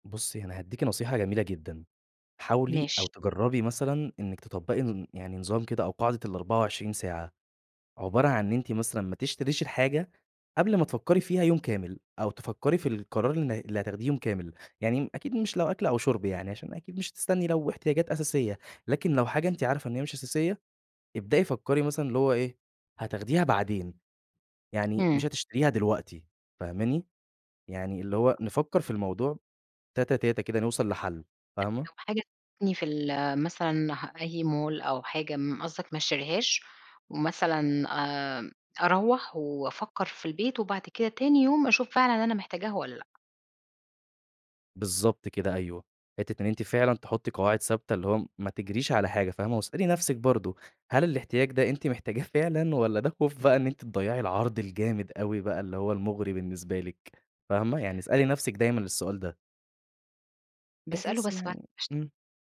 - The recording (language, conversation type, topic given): Arabic, advice, إيه اللي بيخليك تخاف تفوت فرصة لو ما اشتريتش فورًا؟
- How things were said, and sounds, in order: unintelligible speech; unintelligible speech; unintelligible speech; in English: "مول"